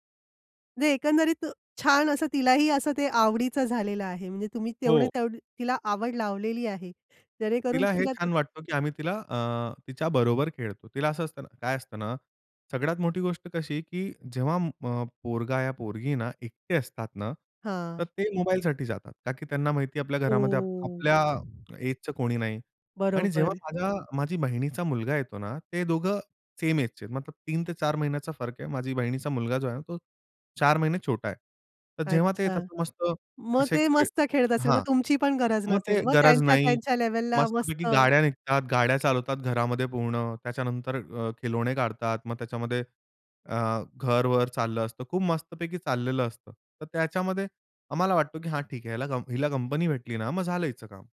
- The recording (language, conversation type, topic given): Marathi, podcast, मुलांच्या पडद्यावरच्या वेळेचं नियमन तुम्ही कसं कराल?
- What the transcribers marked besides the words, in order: other noise; in English: "एजचं"; in English: "एजचे"; other background noise